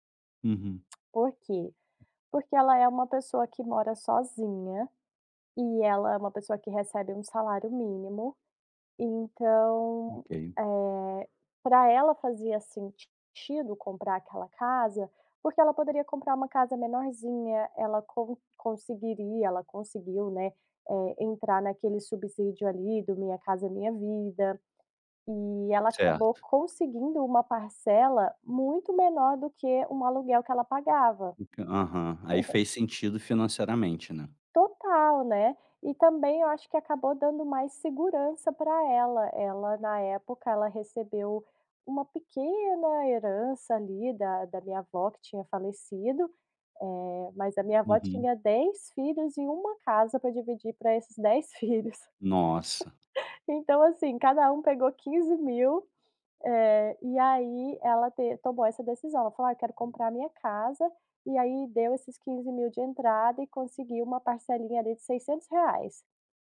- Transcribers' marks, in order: tapping; chuckle; laugh
- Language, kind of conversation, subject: Portuguese, podcast, Como decidir entre comprar uma casa ou continuar alugando?